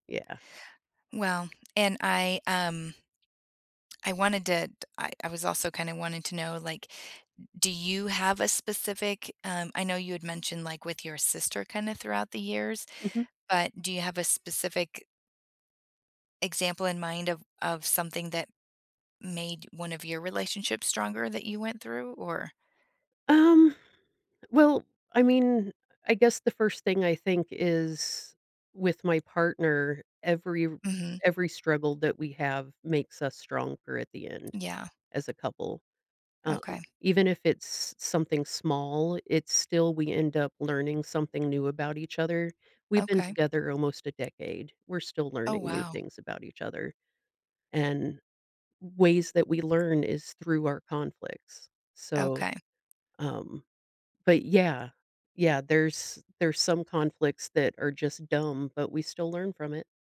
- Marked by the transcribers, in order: tapping; other background noise
- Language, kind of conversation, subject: English, unstructured, How has conflict unexpectedly brought people closer?